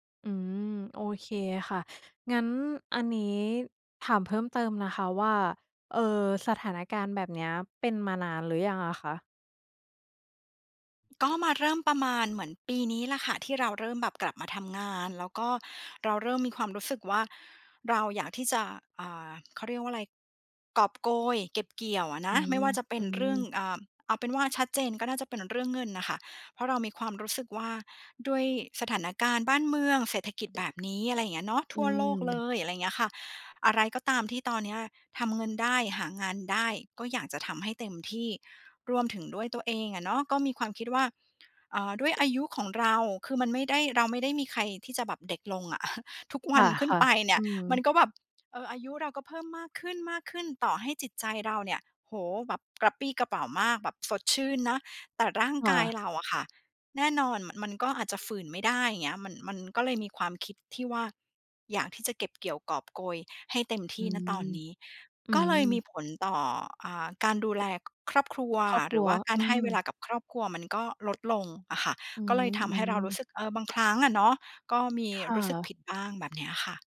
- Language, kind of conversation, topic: Thai, advice, คุณรู้สึกผิดอย่างไรเมื่อจำเป็นต้องเลือกงานมาก่อนครอบครัว?
- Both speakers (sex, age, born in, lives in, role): female, 35-39, Thailand, Thailand, advisor; female, 40-44, Thailand, Greece, user
- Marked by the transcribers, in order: other noise; tapping